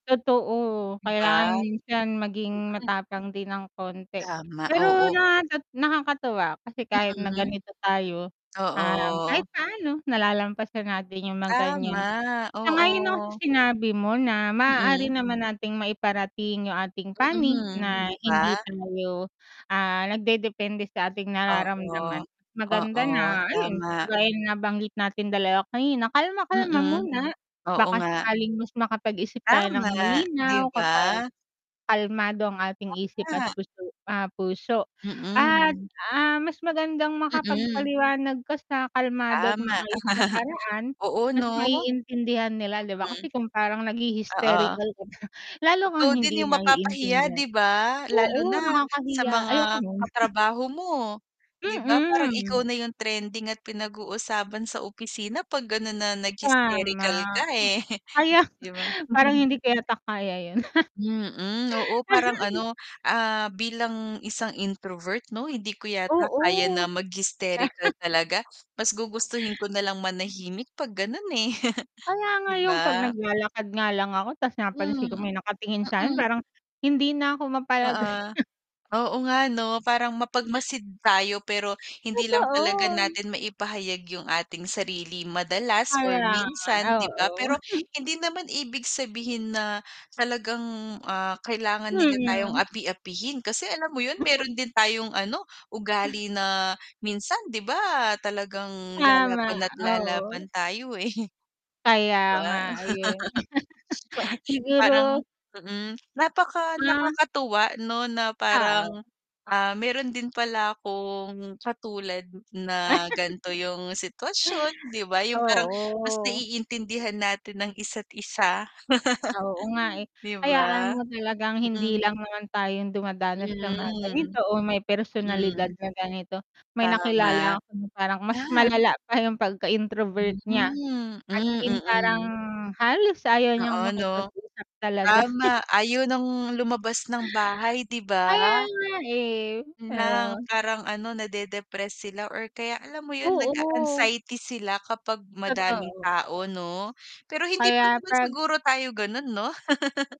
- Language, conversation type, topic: Filipino, unstructured, Paano mo ipinaglalaban ang sarili mo kapag hindi patas ang pagtrato sa iyo?
- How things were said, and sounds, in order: static; other background noise; tapping; background speech; distorted speech; chuckle; chuckle; scoff; chuckle; scoff; giggle; laugh; chuckle; chuckle; scoff; chuckle; chuckle; laugh; scoff; laugh; laugh; laugh; scoff; laugh